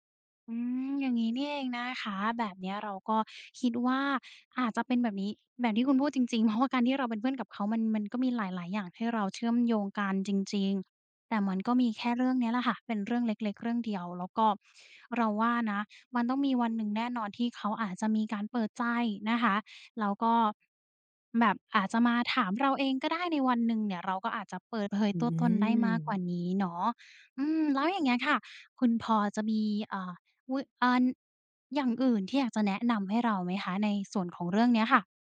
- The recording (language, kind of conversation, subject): Thai, advice, คุณเคยต้องซ่อนความชอบหรือความเชื่อของตัวเองเพื่อให้เข้ากับกลุ่มไหม?
- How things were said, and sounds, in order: none